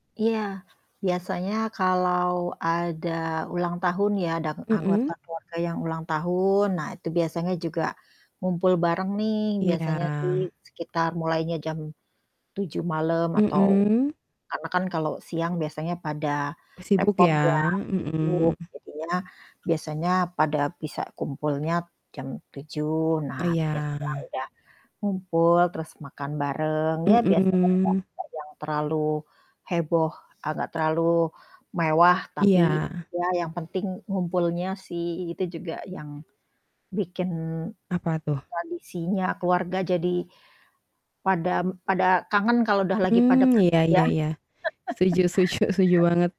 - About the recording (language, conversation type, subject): Indonesian, unstructured, Tradisi keluarga apa yang selalu membuatmu merasa bahagia?
- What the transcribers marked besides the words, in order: static; distorted speech; laugh; chuckle